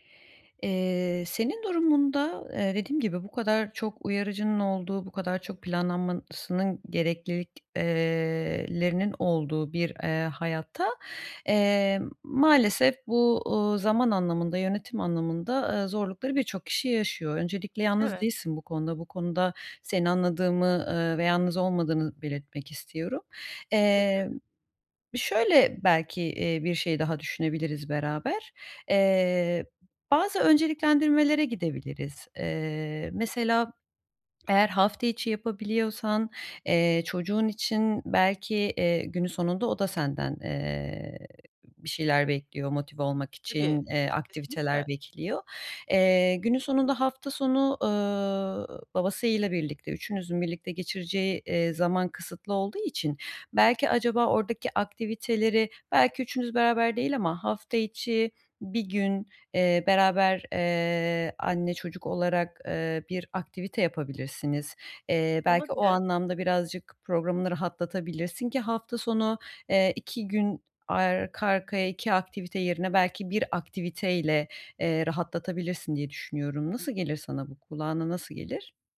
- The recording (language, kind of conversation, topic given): Turkish, advice, Hafta sonları sosyal etkinliklerle dinlenme ve kişisel zamanımı nasıl daha iyi dengelerim?
- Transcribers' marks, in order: swallow